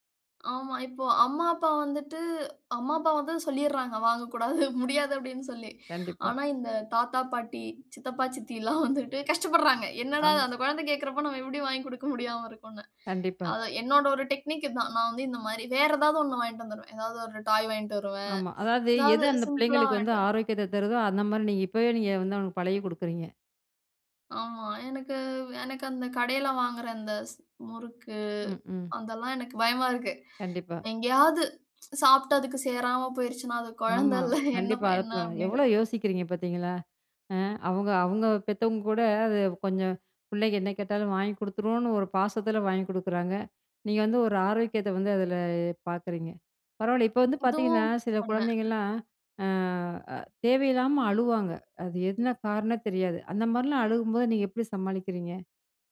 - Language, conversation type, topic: Tamil, podcast, குழந்தைகள் உள்ள வீட்டில் விஷயங்களை எப்படிக் கையாள்கிறீர்கள்?
- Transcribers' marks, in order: chuckle; snort; snort